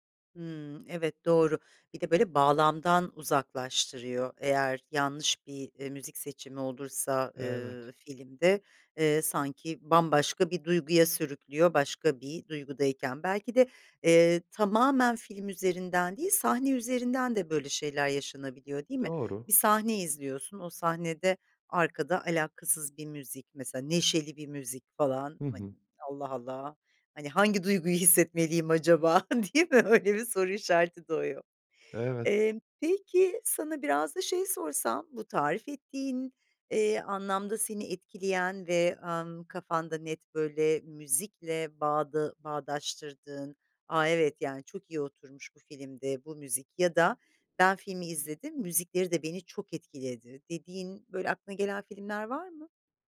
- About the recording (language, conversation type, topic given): Turkish, podcast, Müzik filmle buluştuğunda duygularınız nasıl etkilenir?
- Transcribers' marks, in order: other background noise; laughing while speaking: "acaba? değil mi, öyle bir soru işareti doğuyor"